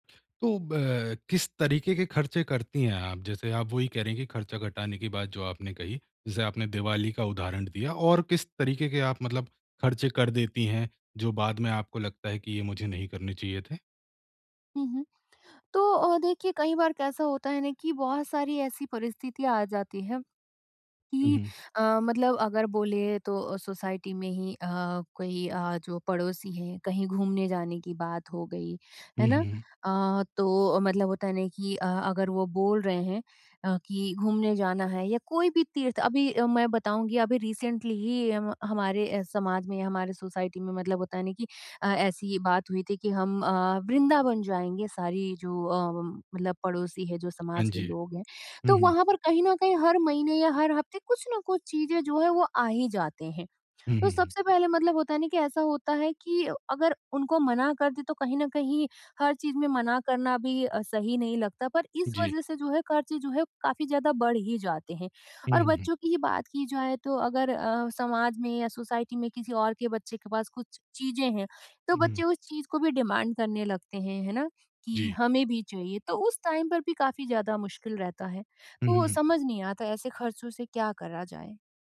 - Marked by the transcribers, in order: in English: "सोसाइटी"; in English: "रिसेंटली"; in English: "सोसाइटी"; in English: "सोसाइटी"; in English: "डिमांड"; in English: "टाइम"
- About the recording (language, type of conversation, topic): Hindi, advice, खर्च कम करते समय मानसिक तनाव से कैसे बचूँ?